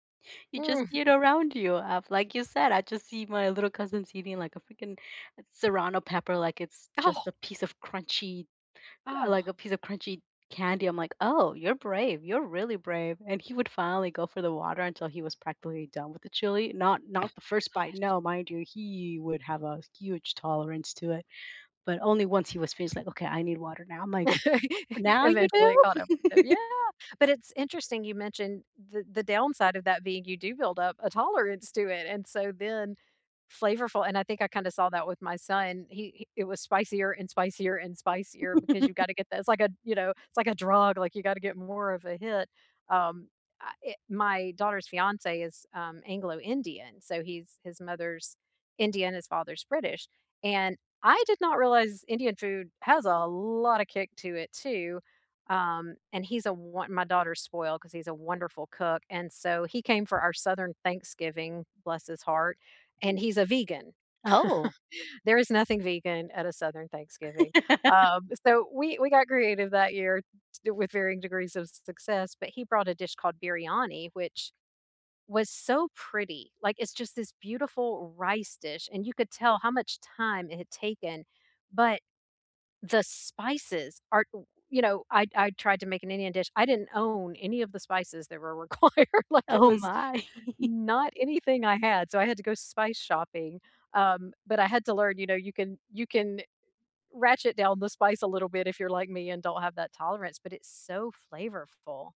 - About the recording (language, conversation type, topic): English, unstructured, What food memory makes you smile?
- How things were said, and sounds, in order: other background noise; tapping; laugh; laugh; chuckle; unintelligible speech; laugh; laugh; laughing while speaking: "required"; laughing while speaking: "Oh my"; giggle